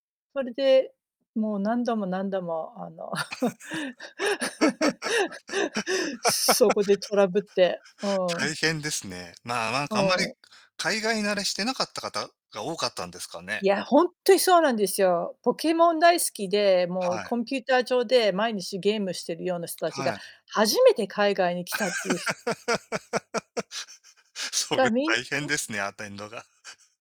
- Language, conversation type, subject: Japanese, unstructured, 最近のニュースで元気をもらった出来事は何ですか？
- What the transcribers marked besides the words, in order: laugh; laugh